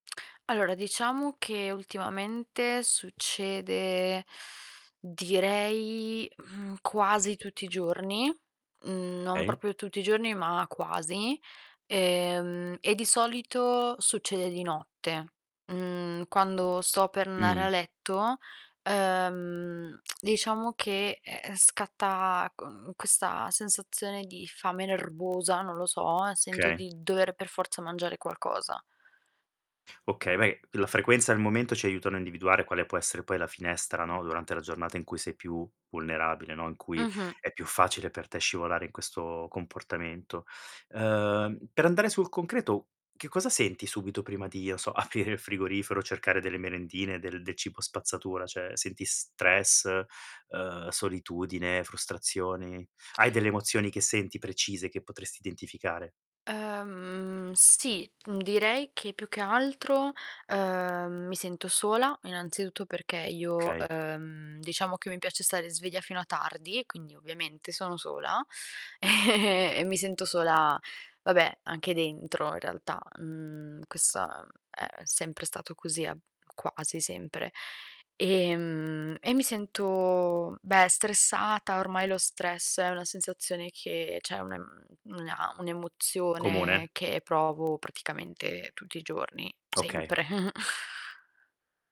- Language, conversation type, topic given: Italian, advice, Cosa ti porta a mangiare emotivamente dopo un periodo di stress o di tristezza?
- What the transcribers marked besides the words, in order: distorted speech; drawn out: "succede"; inhale; "Okay" said as "kay"; static; "andare" said as "ndare"; drawn out: "ehm"; tapping; tongue click; background speech; "Okay" said as "kay"; "Cioè" said as "ceh"; drawn out: "Ehm"; "Okay" said as "kay"; laughing while speaking: "ehm"; drawn out: "Ehm"; "cioè" said as "ceh"; chuckle